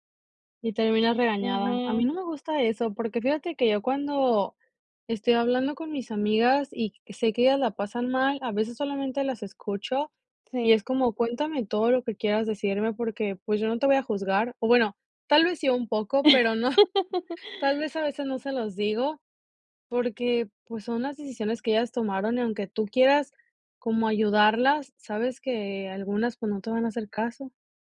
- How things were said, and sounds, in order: laugh; laughing while speaking: "no"
- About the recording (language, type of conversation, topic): Spanish, podcast, ¿Cómo ayudas a un amigo que está pasándolo mal?